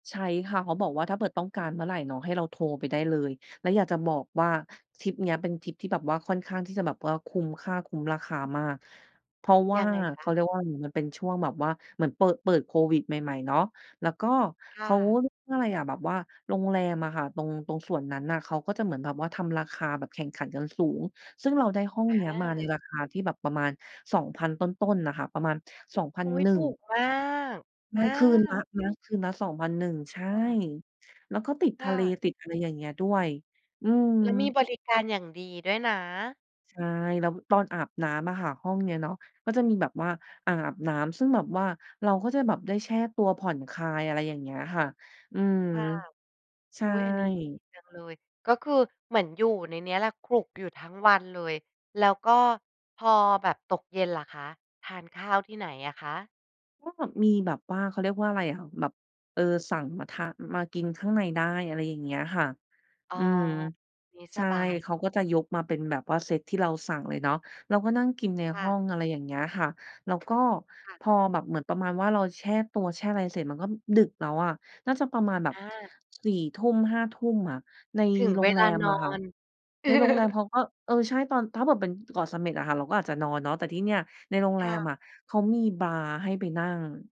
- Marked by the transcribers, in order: "เกิด" said as "เบิด"; other background noise; laugh; "เกิด" said as "เบิด"
- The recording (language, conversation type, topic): Thai, podcast, คุณชอบพักผ่อนแบบไม่ทำอะไรเลย หรือทำกิจกรรมเบาๆ มากกว่ากัน?